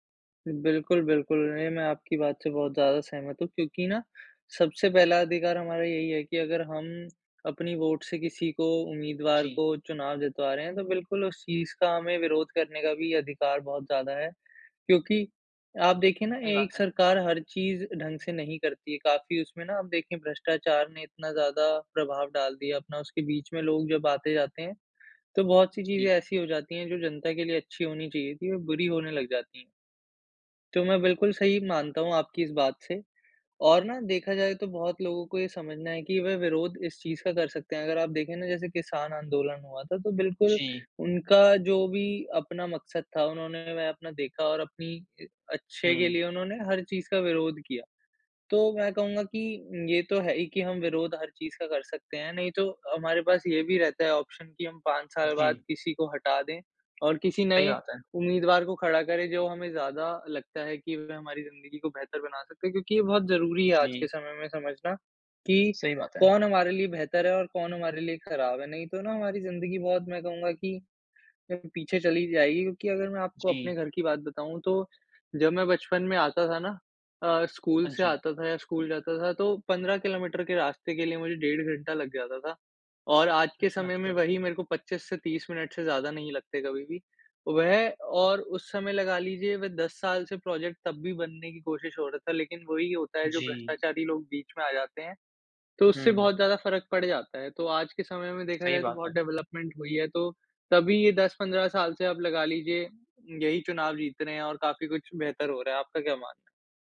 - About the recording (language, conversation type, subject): Hindi, unstructured, राजनीति में जनता की भूमिका क्या होनी चाहिए?
- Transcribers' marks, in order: in English: "ऑप्शन"; in English: "प्रोजेक्ट"; tapping; in English: "डेवलपमेंट"